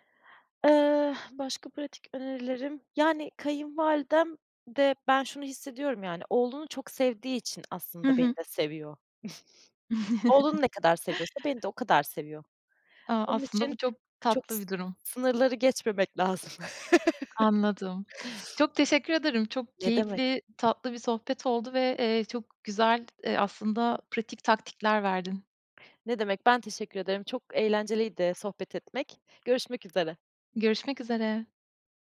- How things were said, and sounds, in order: chuckle; tapping; laughing while speaking: "lazım"; chuckle; sniff
- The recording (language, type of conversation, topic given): Turkish, podcast, Kayınvalidenizle ilişkinizi nasıl yönetirsiniz?
- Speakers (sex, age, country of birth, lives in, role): female, 30-34, Turkey, Germany, guest; female, 35-39, Turkey, Estonia, host